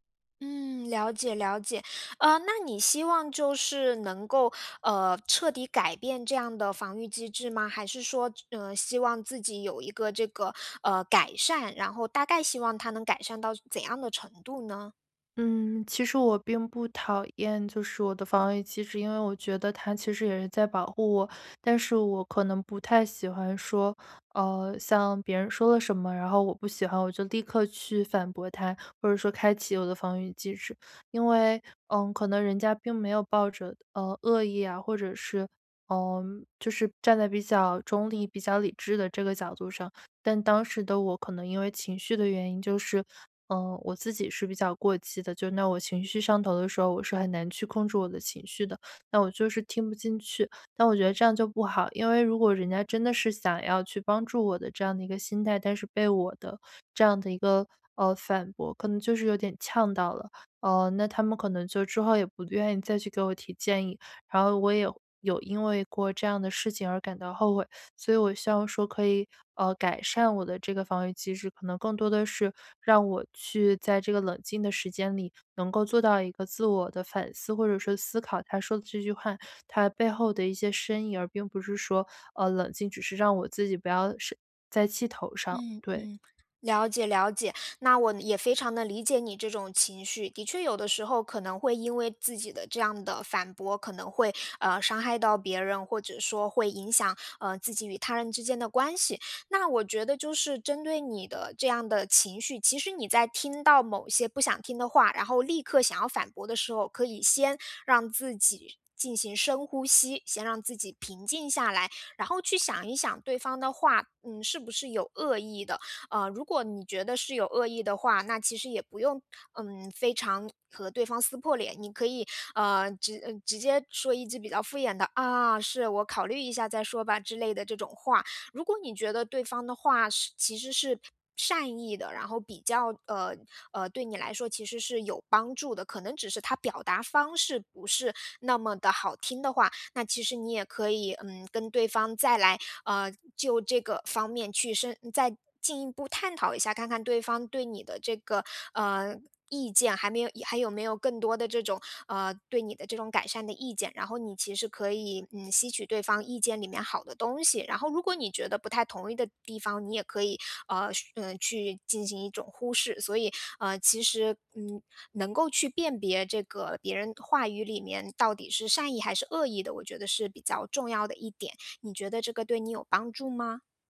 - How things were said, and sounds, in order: teeth sucking; other background noise
- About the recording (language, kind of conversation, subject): Chinese, advice, 如何才能在听到反馈时不立刻产生防御反应？